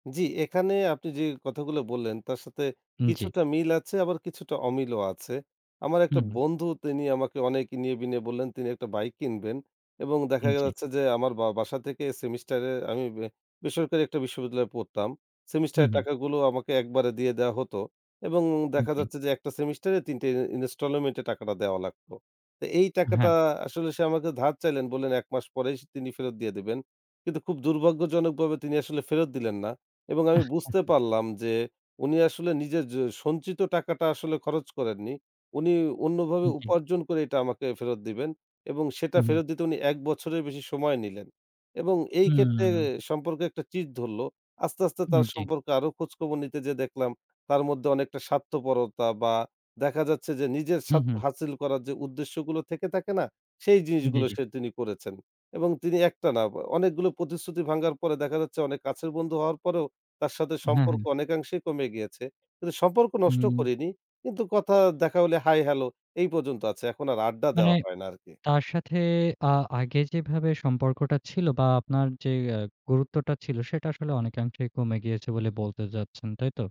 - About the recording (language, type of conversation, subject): Bengali, podcast, প্রতিশ্রুতি দেওয়ার পর আপনি কীভাবে মানুষকে বিশ্বাস করাবেন যে আপনি তা অবশ্যই রাখবেন?
- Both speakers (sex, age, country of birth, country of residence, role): male, 25-29, Bangladesh, Bangladesh, guest; male, 25-29, Bangladesh, Bangladesh, host
- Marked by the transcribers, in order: "গেছে" said as "গেচ্ছে"; chuckle; other background noise